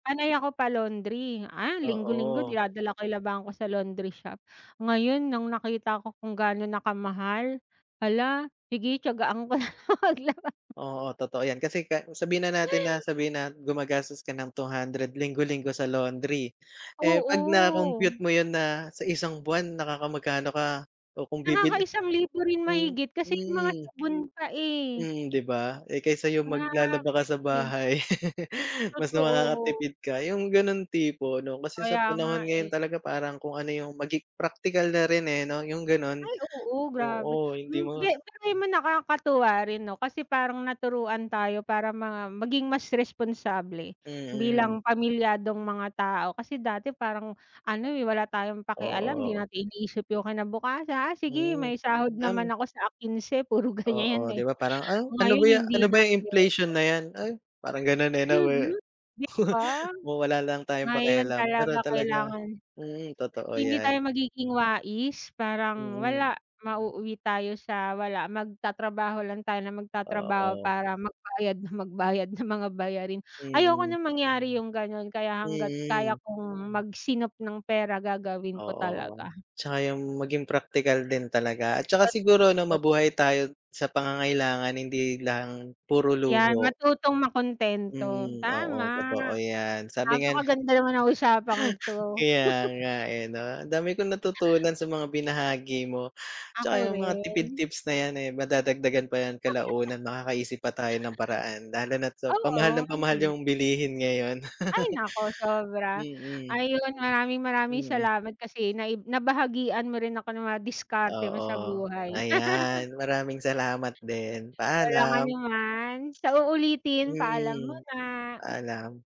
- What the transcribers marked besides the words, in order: other background noise; laughing while speaking: "na lang maglaba"; laugh; tapping; laugh; unintelligible speech; laugh; chuckle; laugh; laugh; laugh
- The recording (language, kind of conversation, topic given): Filipino, unstructured, Paano mo nakikita ang epekto ng pagtaas ng presyo sa araw-araw na buhay?